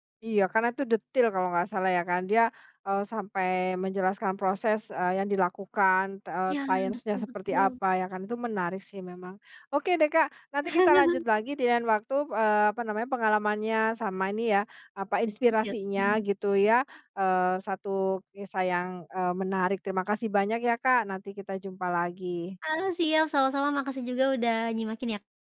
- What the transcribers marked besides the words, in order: chuckle
- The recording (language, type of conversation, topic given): Indonesian, podcast, Bagaimana pengalamanmu melihat representasi komunitasmu di film atau televisi?